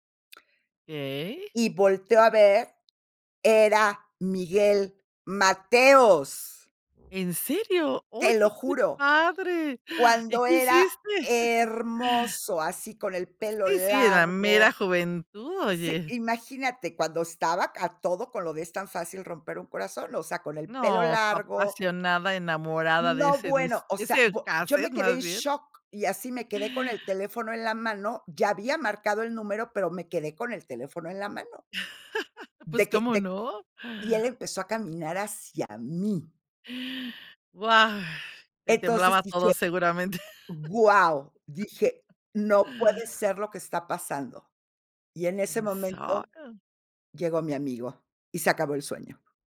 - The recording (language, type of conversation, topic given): Spanish, podcast, ¿Qué objeto físico, como un casete o una revista, significó mucho para ti?
- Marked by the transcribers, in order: other noise; other background noise; surprised: "¿En serio?"; chuckle; gasp; chuckle; gasp; laughing while speaking: "seguramente"; laugh; unintelligible speech